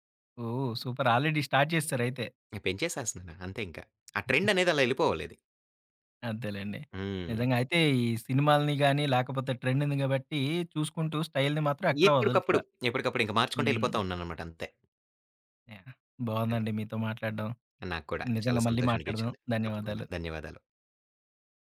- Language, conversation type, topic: Telugu, podcast, నీ స్టైల్‌కు ప్రేరణ ఎవరు?
- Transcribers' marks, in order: in English: "సూపర్ ఆల్రెడి స్టార్ట్"; tapping; giggle; in English: "ట్రెండ్‌ని"; in English: "స్టైల్‌ని"